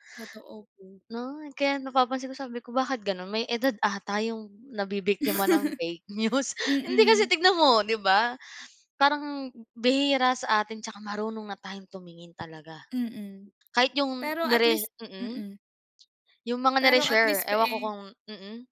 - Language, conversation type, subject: Filipino, unstructured, Paano nakaaapekto ang araw-araw na paggamit ng midyang panlipunan at mga kagamitang de‑elektroniko sa mga bata at sa personal na komunikasyon?
- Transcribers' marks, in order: laugh; laughing while speaking: "news"; tapping; other background noise